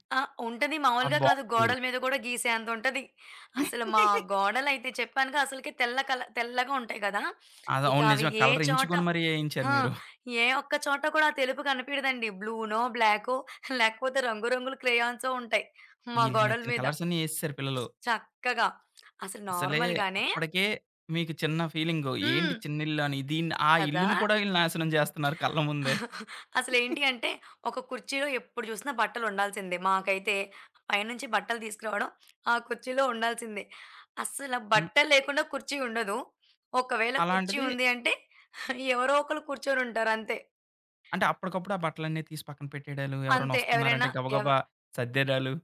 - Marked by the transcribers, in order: tapping; laugh; in English: "కలర్"; sniff; "కనపడదు" said as "కనిపిడదు"; giggle; in English: "కలర్స్"; other background noise; in English: "నార్మల్"; chuckle; giggle; laughing while speaking: "ఎవరో ఒకలు కూర్చొని ఉంటారు అంతే"
- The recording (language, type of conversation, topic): Telugu, podcast, చిన్న ఇళ్లలో స్థలాన్ని మీరు ఎలా మెరుగ్గా వినియోగించుకుంటారు?